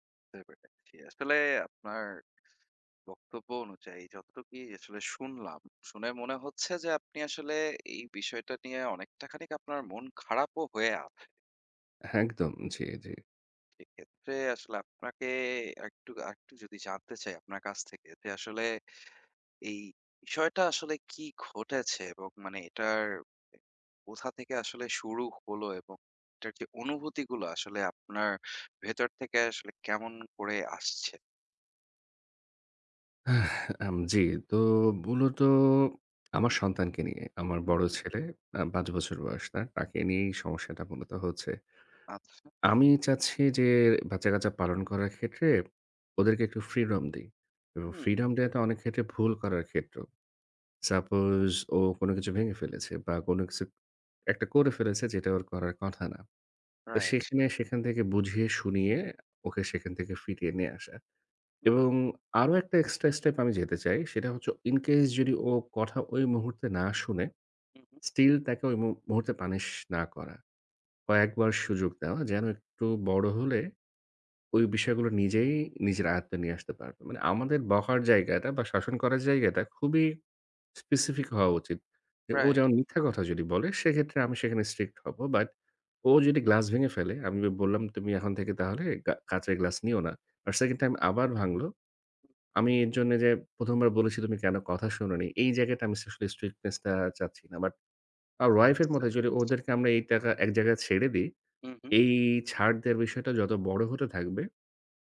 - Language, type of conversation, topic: Bengali, advice, সন্তানদের শাস্তি নিয়ে পিতামাতার মধ্যে মতবিরোধ হলে কীভাবে সমাধান করবেন?
- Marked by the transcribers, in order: unintelligible speech; tapping; sigh; other background noise; "কথা" said as "কঠা"